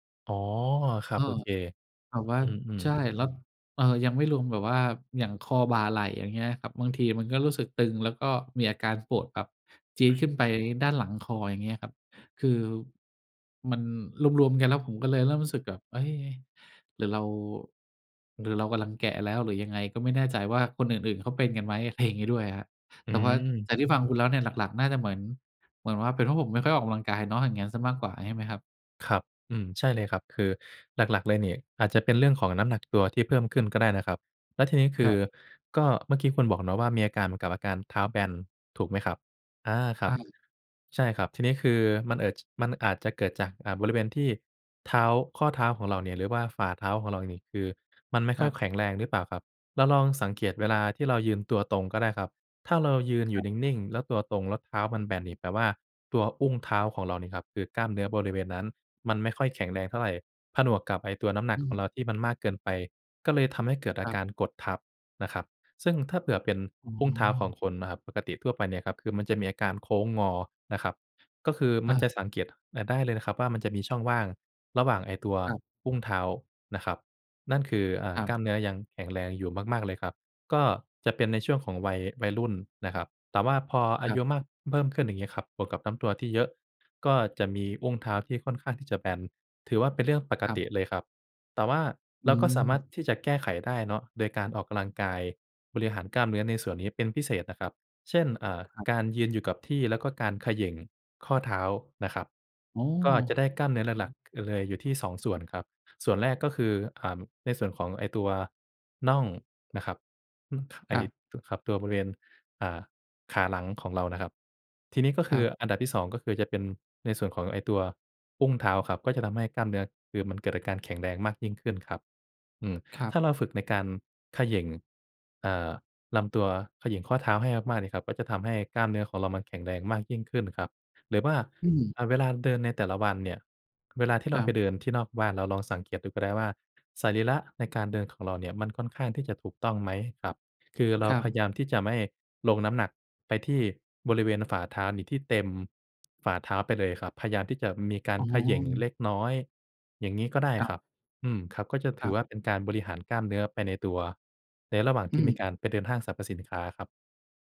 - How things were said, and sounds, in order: cough; "เกิด" said as "เอิด"
- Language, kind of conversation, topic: Thai, advice, เมื่อสุขภาพแย่ลง ฉันควรปรับกิจวัตรประจำวันและกำหนดขีดจำกัดของร่างกายอย่างไร?